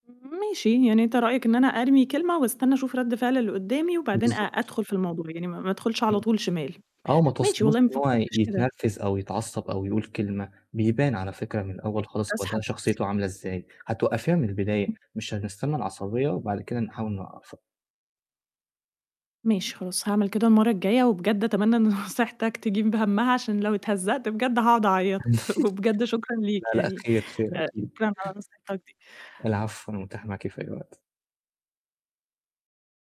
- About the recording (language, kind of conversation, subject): Arabic, advice, إزاي أزوّد ثقتي في نفسي عشان أعرف أتفاعل بسهولة في المواقف الاجتماعية؟
- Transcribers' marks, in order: static; distorted speech; unintelligible speech; laughing while speaking: "نصيحتك"; chuckle; laughing while speaking: "وبجد"